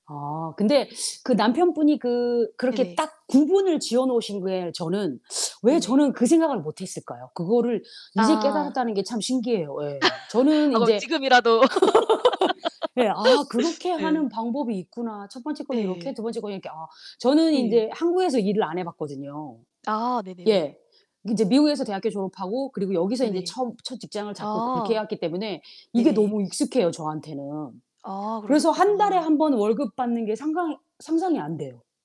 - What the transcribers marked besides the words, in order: static; teeth sucking; other background noise; laugh; laugh; "상상" said as "상강"
- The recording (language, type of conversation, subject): Korean, unstructured, 월급을 관리할 때 가장 중요한 점은 무엇인가요?